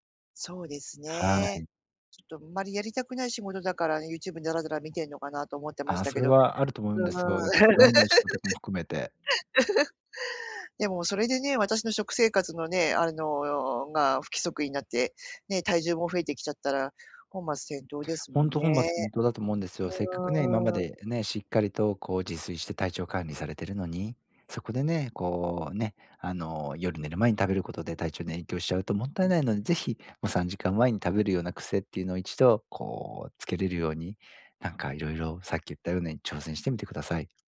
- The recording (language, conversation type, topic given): Japanese, advice, 食事の時間が不規則で体調を崩している
- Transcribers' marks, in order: unintelligible speech; laugh